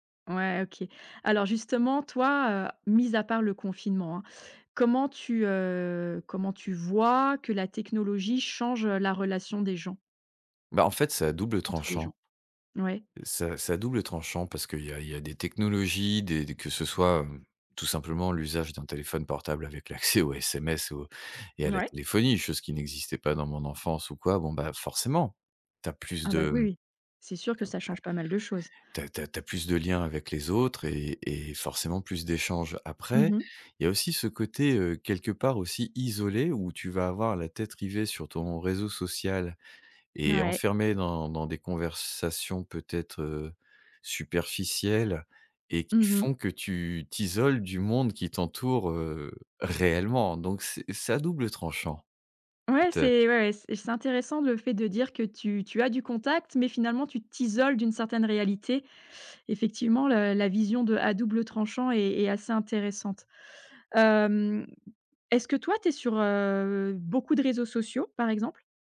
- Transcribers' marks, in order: laughing while speaking: "l'accès"; stressed: "réellement"; drawn out: "heu"
- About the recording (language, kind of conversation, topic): French, podcast, Comment la technologie change-t-elle tes relations, selon toi ?